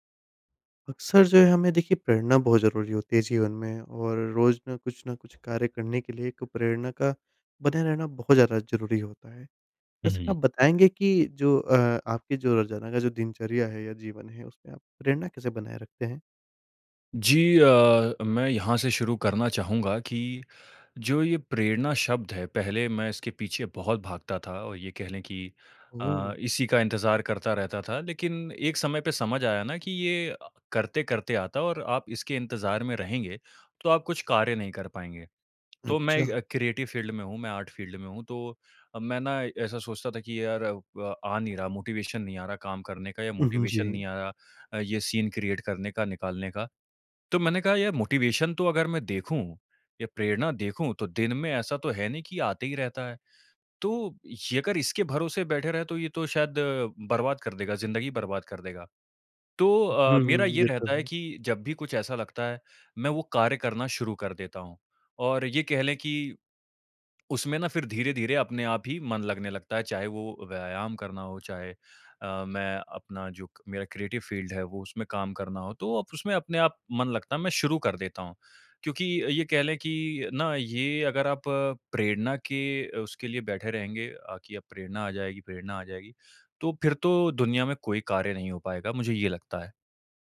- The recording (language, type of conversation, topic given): Hindi, podcast, तुम रोज़ प्रेरित कैसे रहते हो?
- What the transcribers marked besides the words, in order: in English: "क्रिएटिव फील्ड"; in English: "आर्ट फील्ड"; in English: "मोटिवेशन"; in English: "मोटिवेशन"; in English: "सीन क्रिएट"; in English: "मोटिवेशन"; in English: "क्रिएटिव फील्ड"